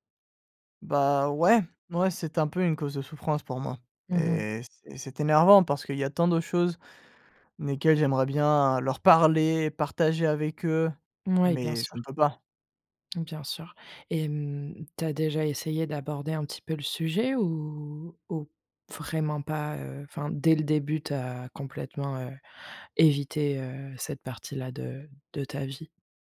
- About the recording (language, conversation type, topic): French, advice, Pourquoi caches-tu ton identité pour plaire à ta famille ?
- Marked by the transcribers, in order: stressed: "parler"